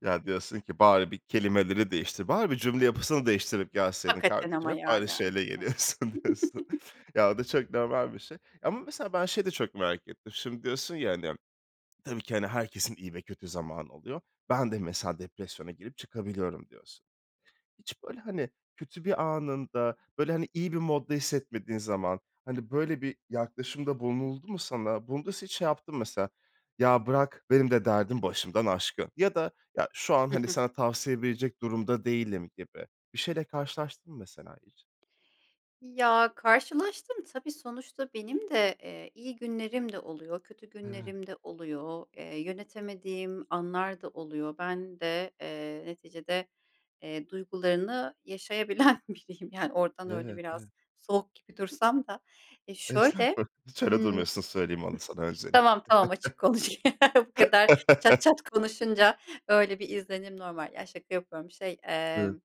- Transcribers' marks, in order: laughing while speaking: "geliyorsun. diyorsun"; other noise; chuckle; swallow; other background noise; tapping; laughing while speaking: "yaşayabilen"; laughing while speaking: "açık konuşayım"; laugh; unintelligible speech
- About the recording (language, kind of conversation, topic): Turkish, podcast, Birini dinledikten sonra ne zaman tavsiye verirsin, ne zaman susmayı seçersin?